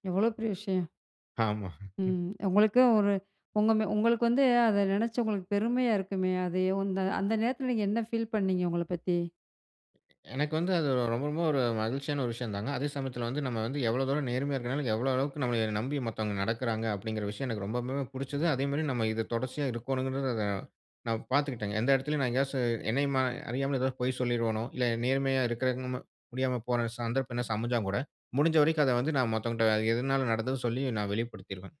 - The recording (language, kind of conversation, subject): Tamil, podcast, நேர்மை நம்பிக்கைக்கு எவ்வளவு முக்கியம்?
- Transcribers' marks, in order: laughing while speaking: "ஆமா"; "அந்த-" said as "உந்த"; other background noise